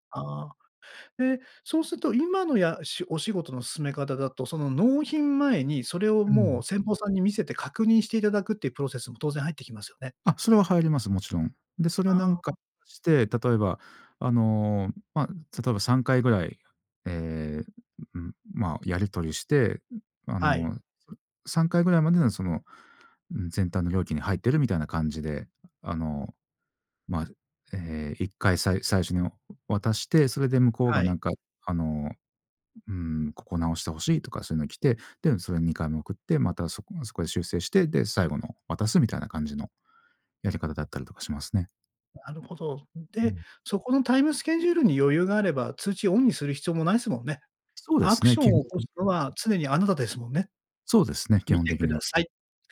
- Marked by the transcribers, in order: tapping; unintelligible speech
- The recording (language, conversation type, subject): Japanese, podcast, 通知はすべてオンにしますか、それともオフにしますか？通知設定の基準はどう決めていますか？